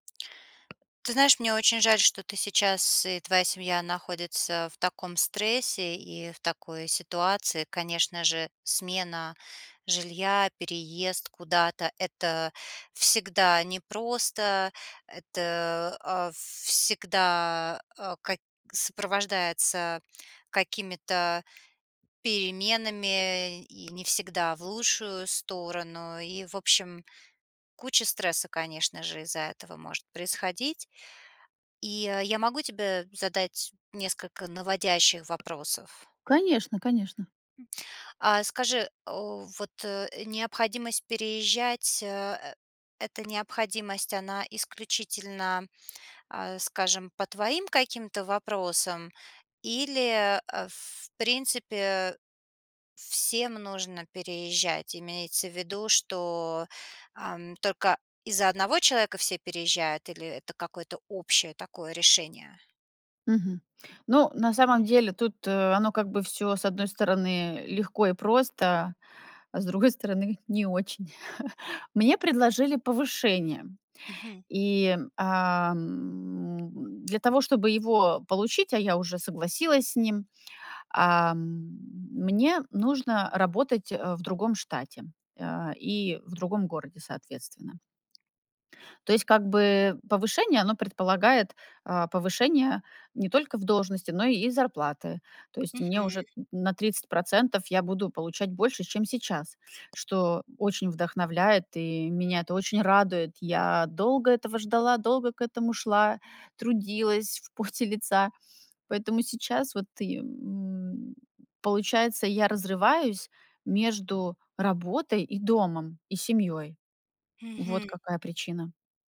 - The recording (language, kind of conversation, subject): Russian, advice, Как разрешить разногласия о переезде или смене жилья?
- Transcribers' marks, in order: tapping; other background noise; laughing while speaking: "другой"; chuckle; background speech; laughing while speaking: "в поте"